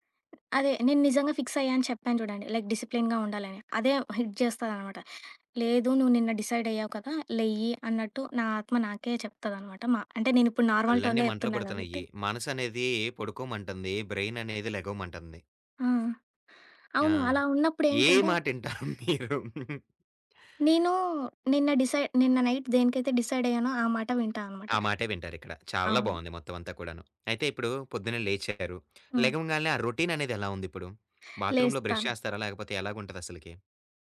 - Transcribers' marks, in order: other background noise; in English: "ఫిక్స్"; in English: "లైక్ డిసిప్లేన్‍గా"; in English: "హిట్"; in English: "డిసైడ్"; in English: "నార్మల్ టోన్‍లో"; laughing while speaking: "మాటటింటారు మీరు?"; in English: "డిసైడ్"; in English: "నైట్"; in English: "డిసైడ్"; tapping; lip smack; in English: "రొటీన్"; in English: "బాత్రూమ్‍లో బ్రష్"
- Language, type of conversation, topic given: Telugu, podcast, ఉదయం లేవగానే మీరు చేసే పనులు ఏమిటి, మీ చిన్న అలవాట్లు ఏవి?